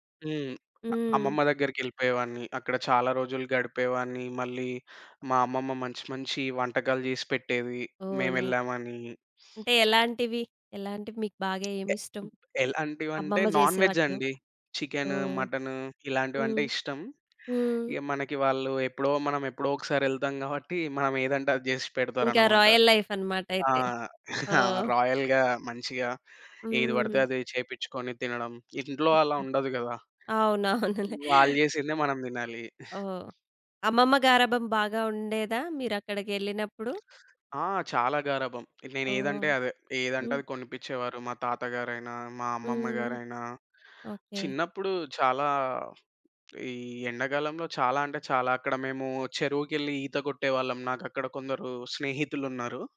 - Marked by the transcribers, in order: in English: "నైస్"; other background noise; in English: "నాన్ వెజ్"; in English: "రాయల్ లైఫ్"; chuckle; in English: "రాయల్‌గా"; giggle; tapping
- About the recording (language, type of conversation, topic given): Telugu, podcast, మీకు అత్యంత ఇష్టమైన ఋతువు ఏది, అది మీకు ఎందుకు ఇష్టం?